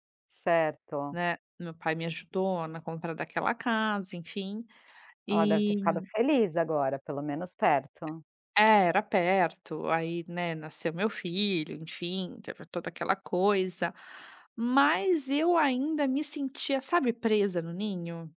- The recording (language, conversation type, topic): Portuguese, podcast, Como foi sair da casa dos seus pais pela primeira vez?
- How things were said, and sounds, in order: tapping